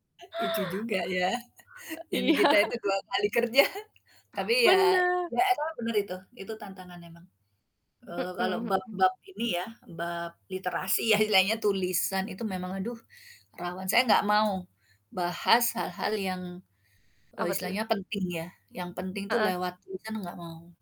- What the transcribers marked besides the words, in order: chuckle; laughing while speaking: "Iya"; laughing while speaking: "kerja"; distorted speech; laughing while speaking: "ya"; other background noise
- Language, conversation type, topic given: Indonesian, unstructured, Bagaimana teknologi mengubah cara kita berkomunikasi dalam kehidupan sehari-hari?